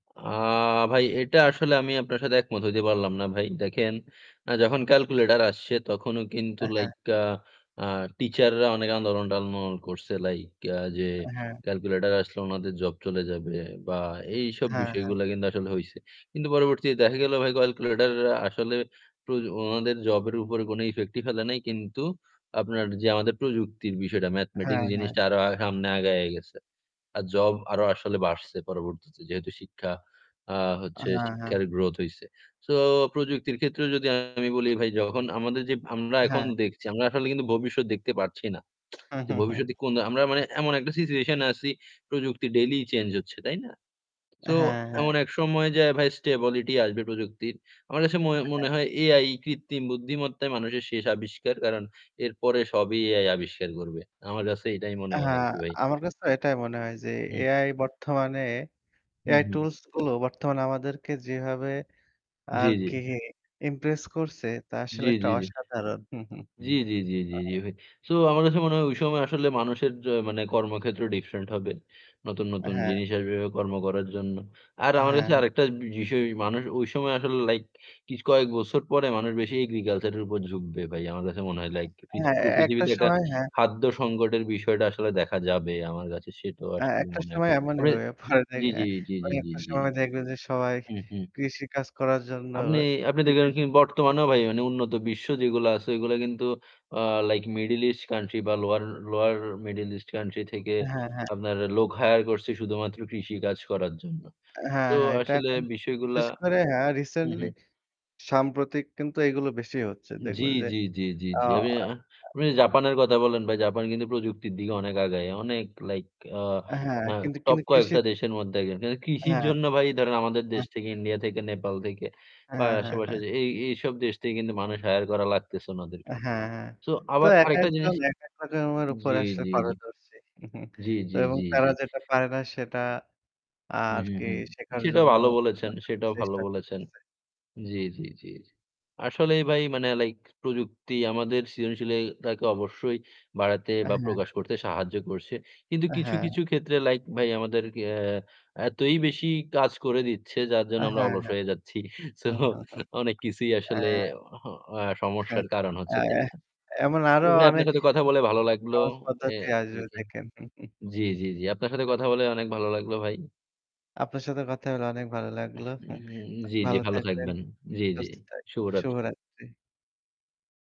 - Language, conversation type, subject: Bengali, unstructured, প্রযুক্তি কীভাবে আপনাকে আপনার সৃজনশীলতা প্রকাশ করতে সাহায্য করেছে?
- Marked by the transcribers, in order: static; in English: "effect"; in English: "growth"; distorted speech; tsk; in English: "situation"; in English: "stability"; other background noise; in English: "impress"; chuckle; unintelligible speech; in English: "different"; in English: "agriculture"; unintelligible speech; unintelligible speech; in English: "middle east country"; in English: "lower middle east country"; tapping; in English: "hire"; in English: "recently"; in English: "hire"; unintelligible speech; chuckle; unintelligible speech; laughing while speaking: "সো"; chuckle; chuckle